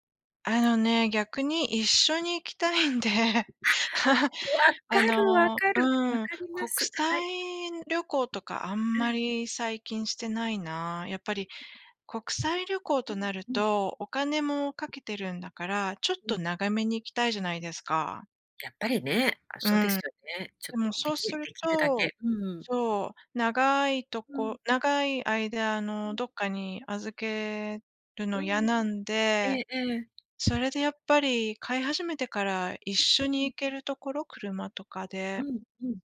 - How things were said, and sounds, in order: laughing while speaking: "行きたいんで"; other background noise; laugh; tapping
- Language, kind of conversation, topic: Japanese, unstructured, ペットの世話で一番大変なことは何ですか？